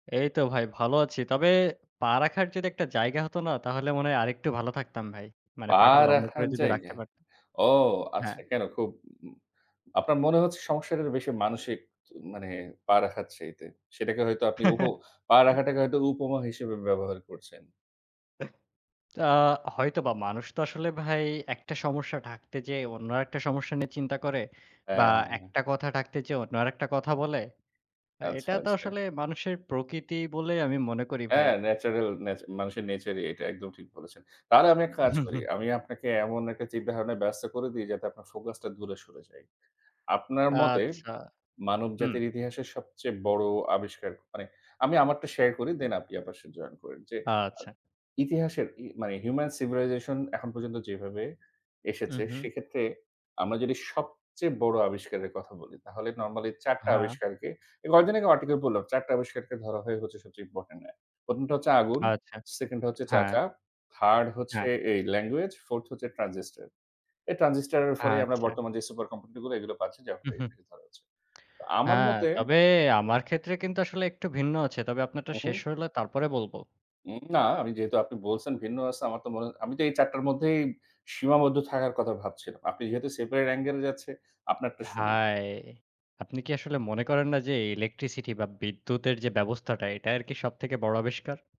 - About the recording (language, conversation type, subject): Bengali, unstructured, তোমার মতে, মানব ইতিহাসের সবচেয়ে বড় আবিষ্কার কোনটি?
- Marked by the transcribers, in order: stressed: "পা"; chuckle; other noise; other background noise; unintelligible speech; unintelligible speech; in English: "হিউমেন সিভিলাইজেশন"; unintelligible speech; in English: "সেপারেট অ্যাঙ্গেল"